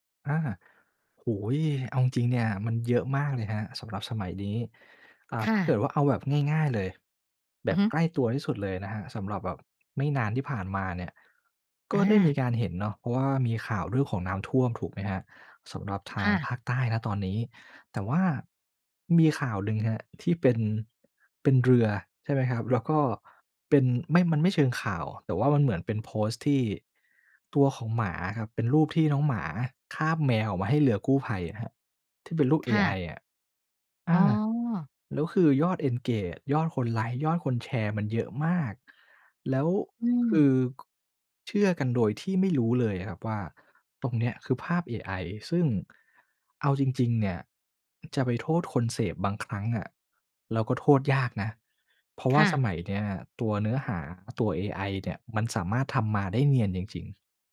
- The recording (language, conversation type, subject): Thai, podcast, การแชร์ข่าวที่ยังไม่ได้ตรวจสอบสร้างปัญหาอะไรบ้าง?
- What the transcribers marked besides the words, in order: tapping; "หนึ่ง" said as "ลึง"; in English: "engage"; stressed: "มาก"; other background noise